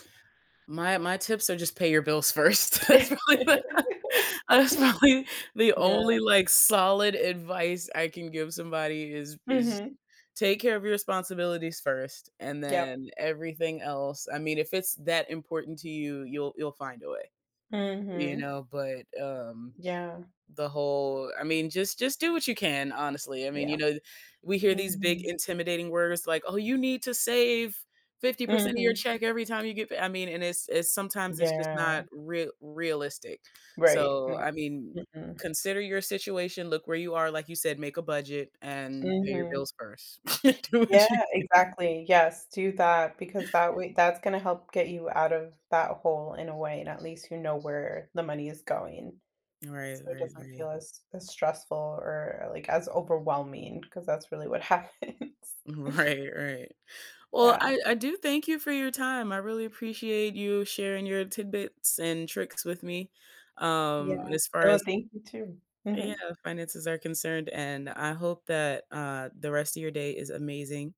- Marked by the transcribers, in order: laugh; other background noise; laughing while speaking: "That's probably the That is probably"; tapping; laugh; laughing while speaking: "Do what you can"; laughing while speaking: "happens"; laughing while speaking: "right"
- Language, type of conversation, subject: English, unstructured, Have you ever felt trapped by your finances?
- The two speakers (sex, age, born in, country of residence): female, 25-29, United States, United States; female, 35-39, United States, United States